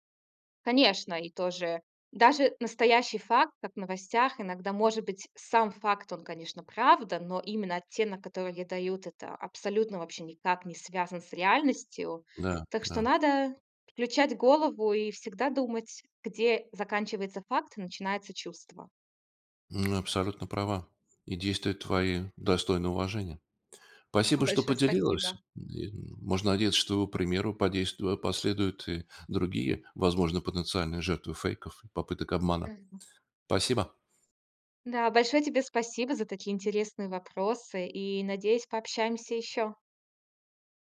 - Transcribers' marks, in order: tongue click
- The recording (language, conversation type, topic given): Russian, podcast, Как ты проверяешь новости в интернете и где ищешь правду?